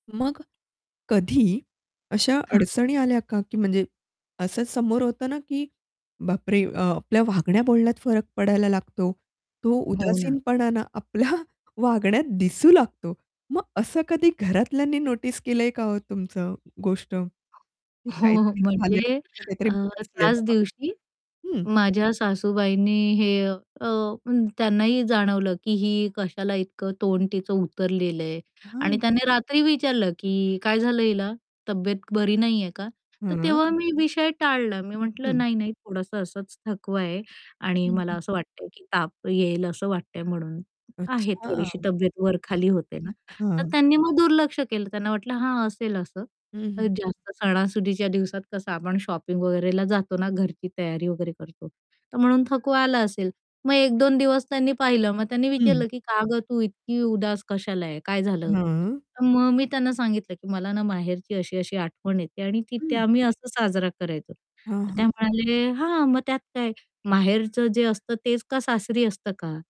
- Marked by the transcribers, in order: tapping; distorted speech; static; other background noise; laughing while speaking: "हो"; other noise
- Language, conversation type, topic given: Marathi, podcast, एकटेपणा भासू लागल्यावर तुम्ही काय करता?